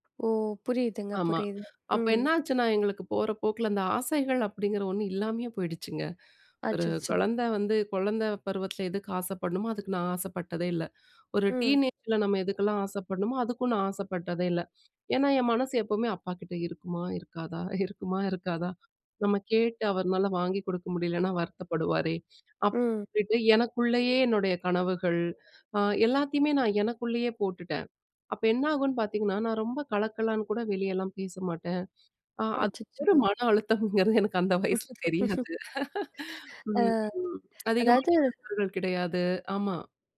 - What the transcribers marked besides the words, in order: in English: "டீனேஜ்ல"; laughing while speaking: "இருக்குமா? இருக்காதா?"; laugh; laughing while speaking: "மனஅழுத்தம்ங்கிறது எனக்கு அந்த வயசுல தெரியாது!"; unintelligible speech
- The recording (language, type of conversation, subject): Tamil, podcast, மனஅழுத்தத்தை சமாளிக்க நண்பர்களும் குடும்பமும் உங்களுக்கு எப்படிப் உதவினார்கள்?